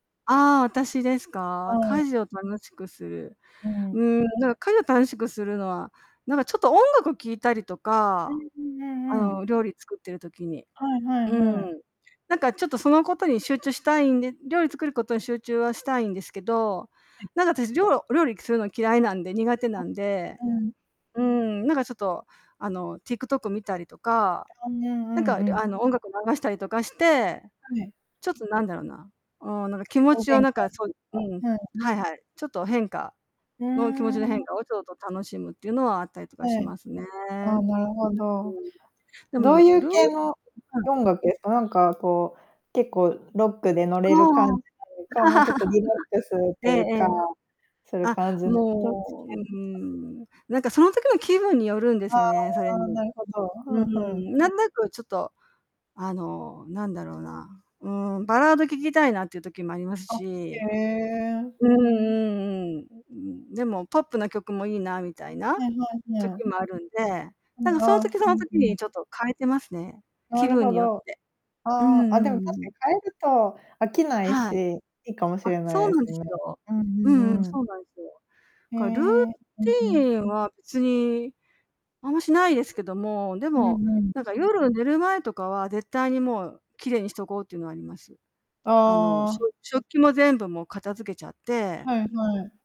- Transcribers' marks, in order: other background noise; distorted speech; laugh
- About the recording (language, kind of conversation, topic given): Japanese, unstructured, 家事をするのが面倒だと感じるのは、どんなときですか？